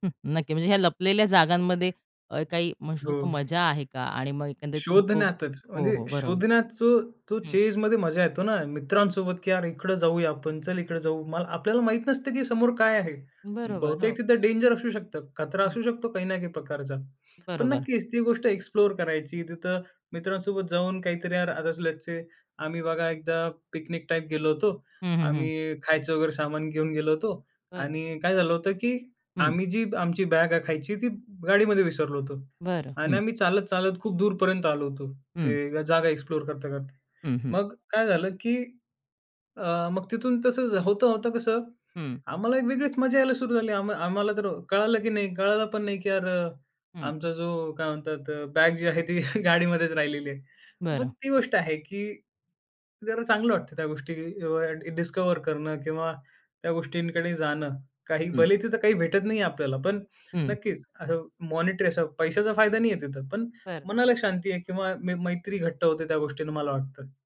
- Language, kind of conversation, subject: Marathi, podcast, शहरातील लपलेली ठिकाणे तुम्ही कशी शोधता?
- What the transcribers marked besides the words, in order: laughing while speaking: "ती गाडीमध्येच राहिलेली आहे"; in English: "डिस्कव्हर"; in English: "मॉनिटरी"